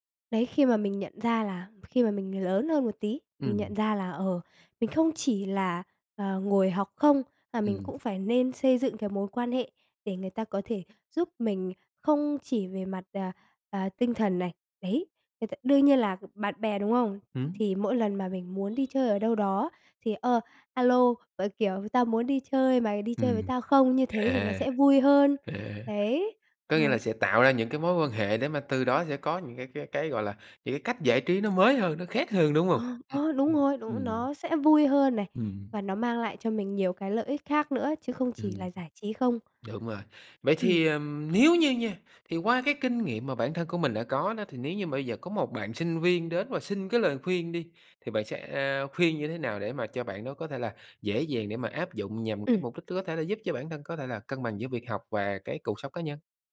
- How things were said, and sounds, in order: tapping; horn
- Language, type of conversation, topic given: Vietnamese, podcast, Làm thế nào để bạn cân bằng giữa việc học và cuộc sống cá nhân?